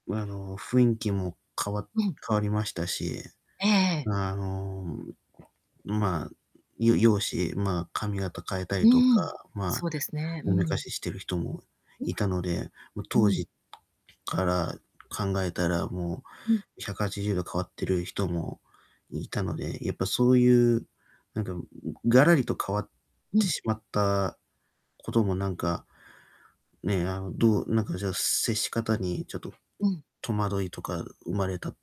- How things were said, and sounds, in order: distorted speech
- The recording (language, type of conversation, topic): Japanese, advice, 友人のパーティーで気まずさや孤立感をどう減らせますか？